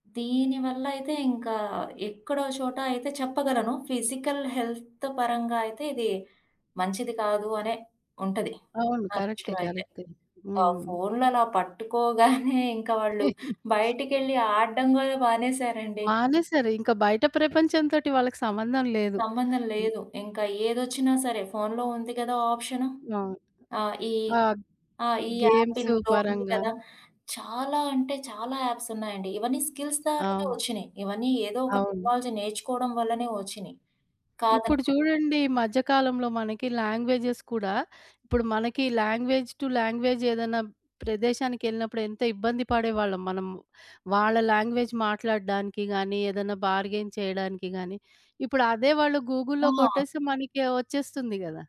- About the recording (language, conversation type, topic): Telugu, podcast, మీ నైపుణ్యాలు కొత్త ఉద్యోగంలో మీకు ఎలా ఉపయోగపడ్డాయి?
- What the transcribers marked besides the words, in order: in English: "ఫిజికల్ హెల్త్"; giggle; in English: "యాప్"; in English: "గేమ్స్"; in English: "యాప్స్"; in English: "స్కిల్స్"; in English: "టెక్నాలజీ"; in English: "లాంగ్వేజెస్"; in English: "లాంగ్వేజ్ టు లాంగ్వేజ్"; in English: "లాంగ్వేజ్"; in English: "బార్‌గైన్"